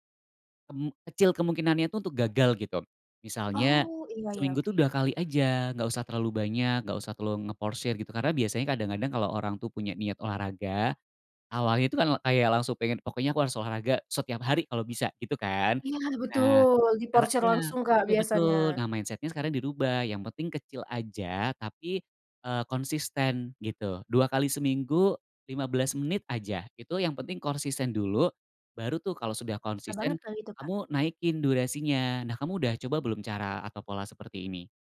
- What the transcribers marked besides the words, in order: in English: "mindset-nya"
- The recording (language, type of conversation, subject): Indonesian, advice, Apa saja yang membuat Anda kesulitan memulai rutinitas olahraga?